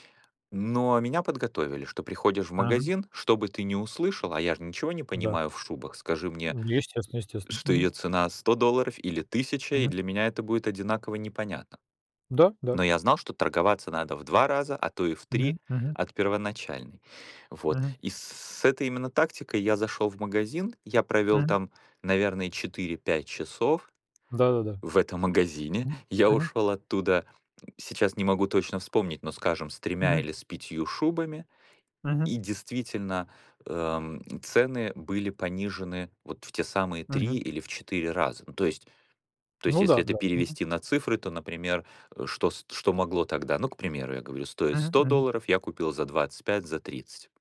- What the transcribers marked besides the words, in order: none
- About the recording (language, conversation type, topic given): Russian, unstructured, Как вы обычно договариваетесь о цене при покупке?